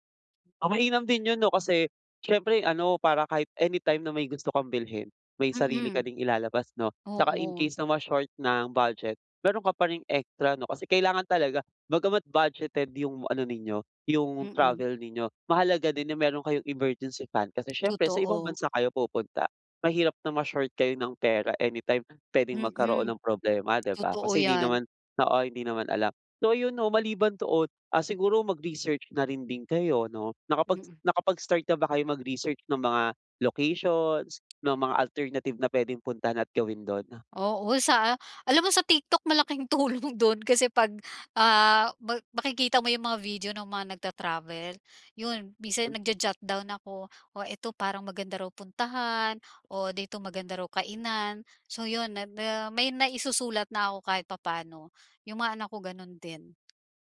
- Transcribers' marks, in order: laughing while speaking: "tulong dun"
- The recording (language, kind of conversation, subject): Filipino, advice, Paano ako mas mag-eenjoy sa bakasyon kahit limitado ang badyet ko?
- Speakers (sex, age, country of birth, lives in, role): female, 55-59, Philippines, Philippines, user; male, 25-29, Philippines, Philippines, advisor